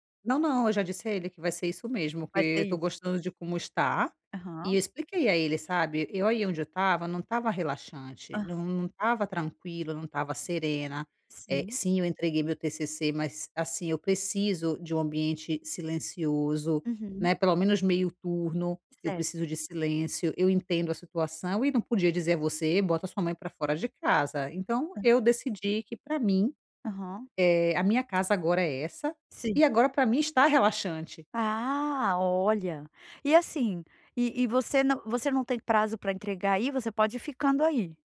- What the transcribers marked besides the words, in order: none
- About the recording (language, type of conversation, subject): Portuguese, advice, Como posso deixar minha casa mais relaxante para descansar?